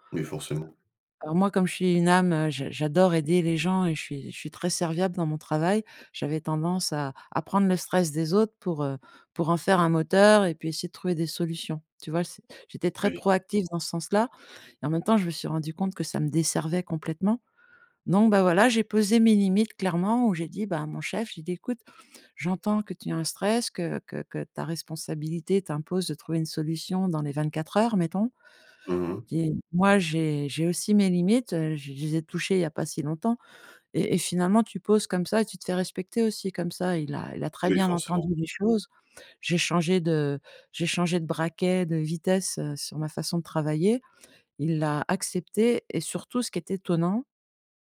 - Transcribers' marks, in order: tapping
- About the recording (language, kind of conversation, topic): French, podcast, Comment poses-tu des limites pour éviter l’épuisement ?